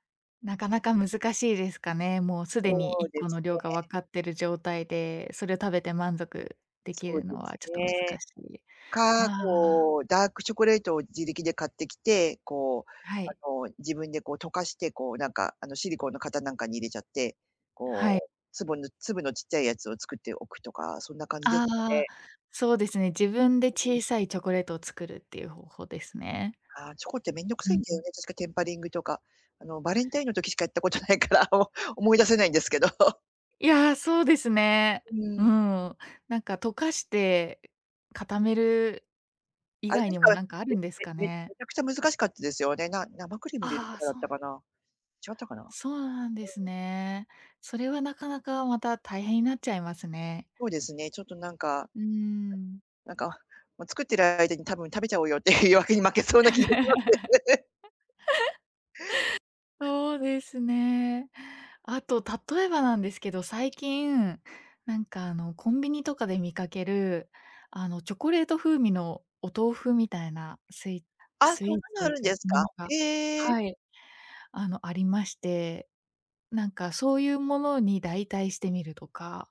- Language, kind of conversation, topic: Japanese, advice, 日々の無駄遣いを減らしたいのに誘惑に負けてしまうのは、どうすれば防げますか？
- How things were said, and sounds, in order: tapping; laughing while speaking: "ないから"; scoff; laughing while speaking: "いう誘惑に負けそうな気がします"; chuckle; laugh